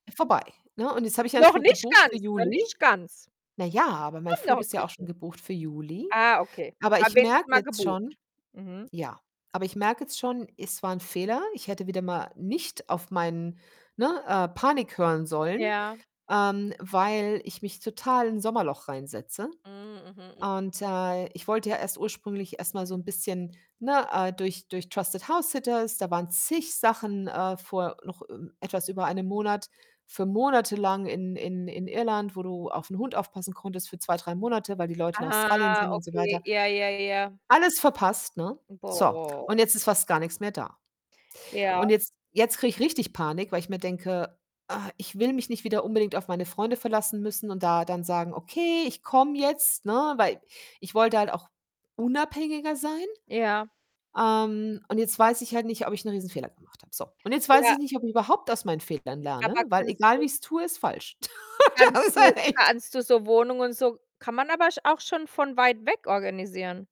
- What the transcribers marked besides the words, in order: distorted speech; other background noise; drawn out: "Ah"; put-on voice: "Ah"; laugh; laughing while speaking: "Das ist halt echt"
- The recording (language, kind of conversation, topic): German, unstructured, Welche wichtige Lektion hast du aus einem Fehler gelernt?